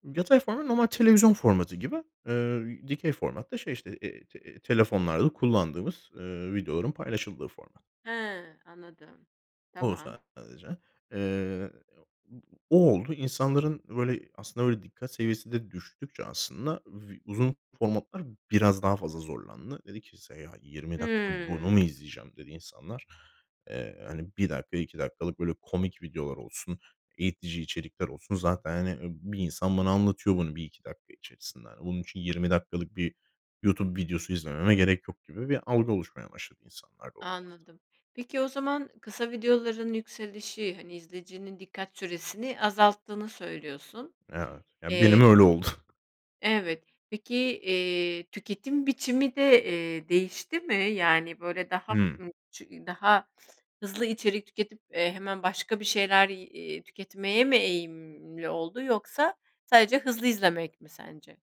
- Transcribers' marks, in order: unintelligible speech; tapping; chuckle; other background noise
- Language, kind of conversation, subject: Turkish, podcast, Kısa videolar, uzun formatlı içerikleri nasıl geride bıraktı?